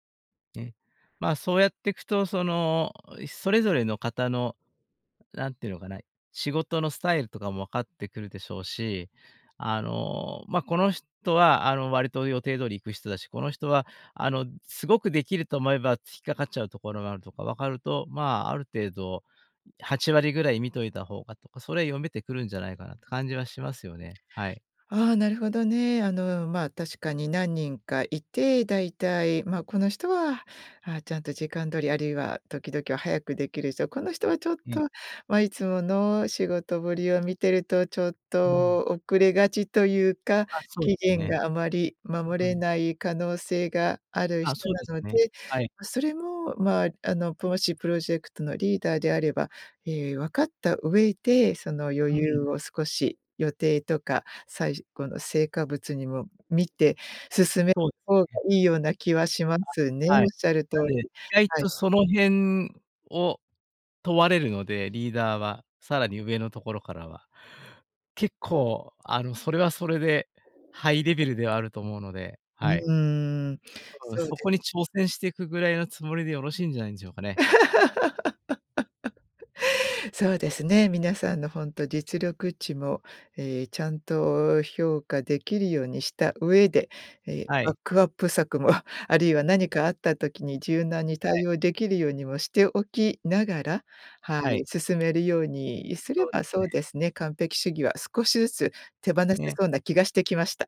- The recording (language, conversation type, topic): Japanese, podcast, 完璧主義を手放すコツはありますか？
- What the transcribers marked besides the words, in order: other background noise; other noise; laugh